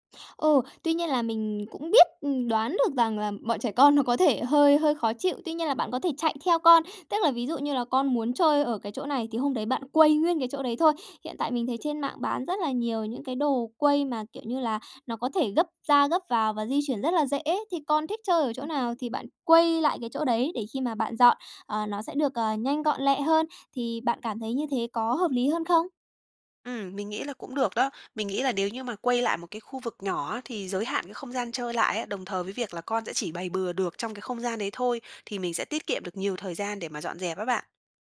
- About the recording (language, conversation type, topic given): Vietnamese, advice, Làm thế nào để xây dựng thói quen dọn dẹp và giữ nhà gọn gàng mỗi ngày?
- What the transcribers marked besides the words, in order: tapping